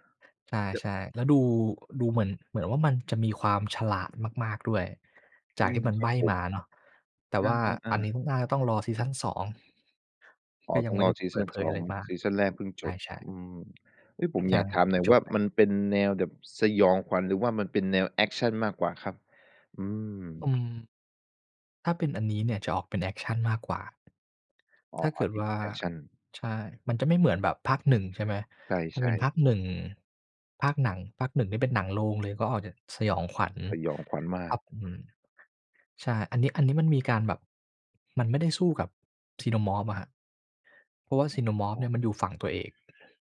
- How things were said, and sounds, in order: other background noise; tapping
- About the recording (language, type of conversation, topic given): Thai, podcast, คุณชอบซีรีส์แนวไหน และอะไรทำให้คุณติดงอมแงมถึงขั้นบอกตัวเองว่า “เดี๋ยวดูต่ออีกตอนเดียว”?